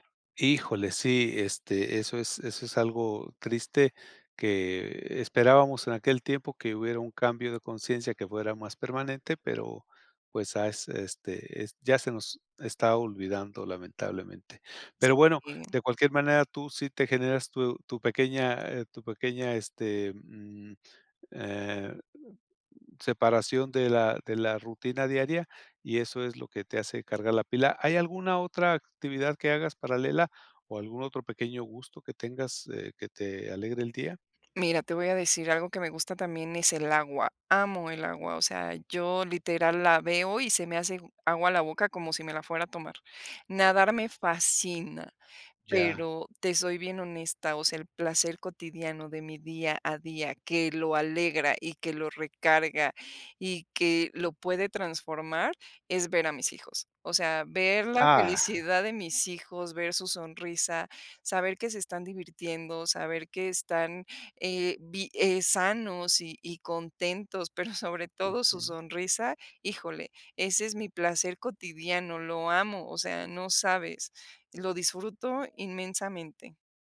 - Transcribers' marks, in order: other background noise; chuckle
- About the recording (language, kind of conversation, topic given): Spanish, podcast, ¿Qué pequeño placer cotidiano te alegra el día?